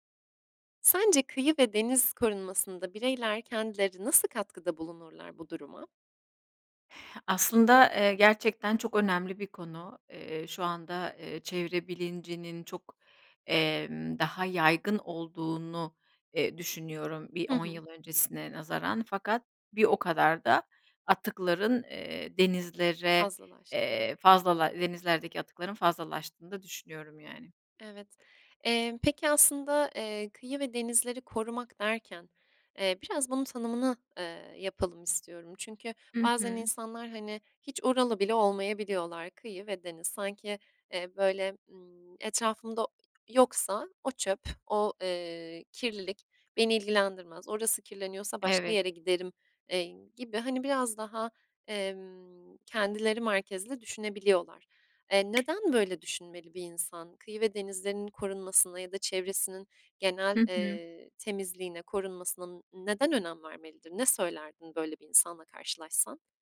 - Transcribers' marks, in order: tapping; other background noise
- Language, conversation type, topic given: Turkish, podcast, Kıyı ve denizleri korumaya bireyler nasıl katkıda bulunabilir?